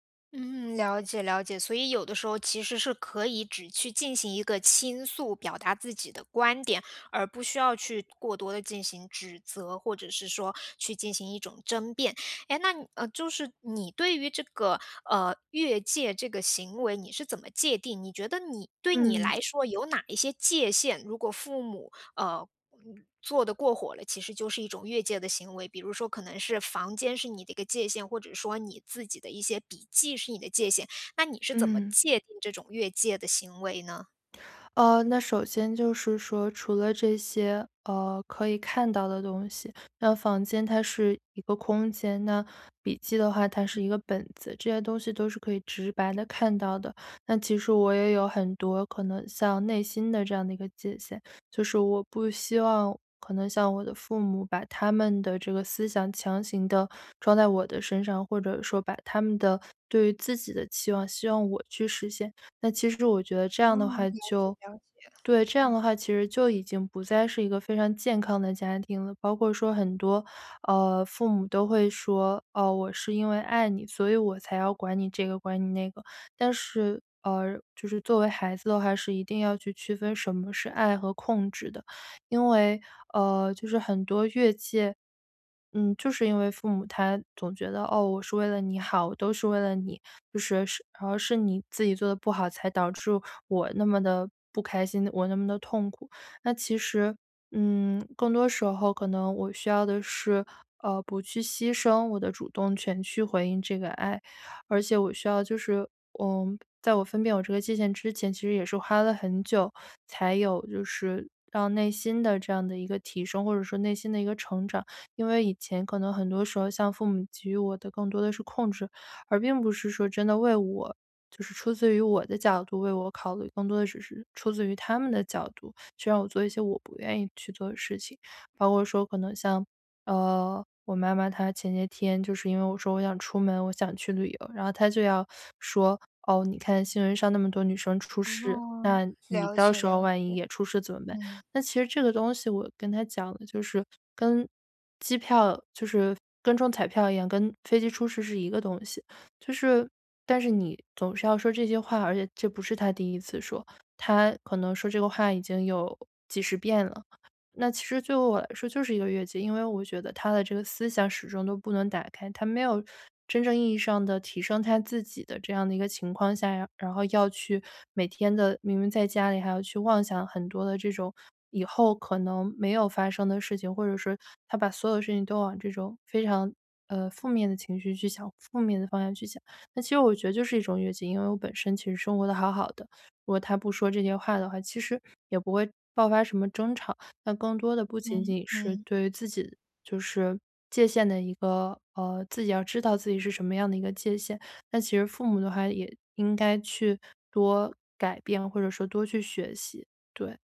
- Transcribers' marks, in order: other background noise; tapping; teeth sucking
- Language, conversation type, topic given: Chinese, podcast, 当父母越界时，你通常会怎么应对？